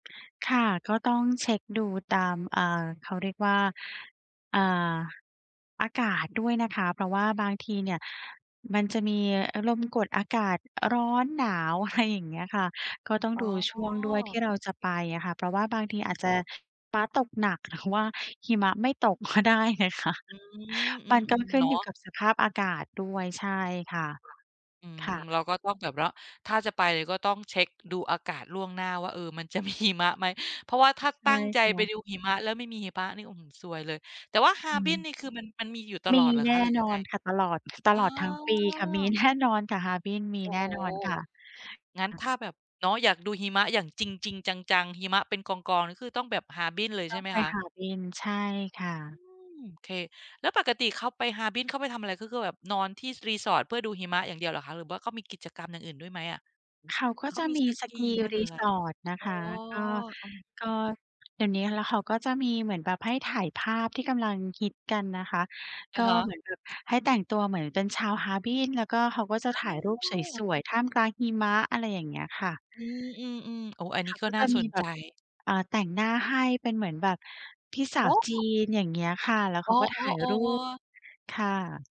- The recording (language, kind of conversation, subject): Thai, advice, ค้นหาสถานที่ท่องเที่ยวใหม่ที่น่าสนใจ
- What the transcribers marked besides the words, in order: laughing while speaking: "อะไร"; other background noise; laughing while speaking: "ก็ได้นะคะ"; laughing while speaking: "มี"; tapping; surprised: "โอ้โฮ !"